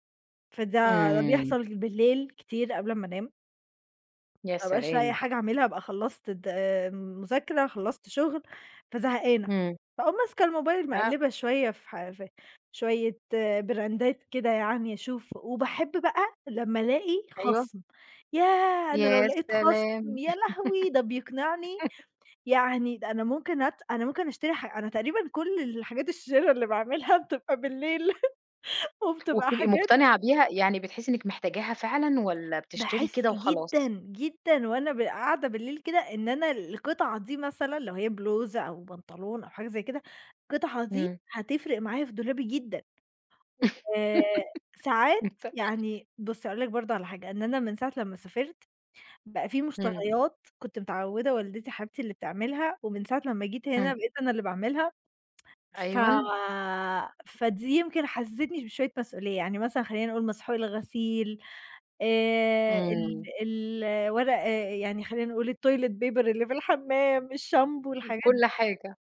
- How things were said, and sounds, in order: in English: "براندات"; tapping; laugh; laughing while speaking: "الشِرَا اللي باعملها بتبقى بالليل. وبتبقى حاجات"; laugh; laugh; unintelligible speech; in English: "toilet paper"
- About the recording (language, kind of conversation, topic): Arabic, podcast, إزاي بتقرر توفّر فلوس ولا تصرفها دلوقتي؟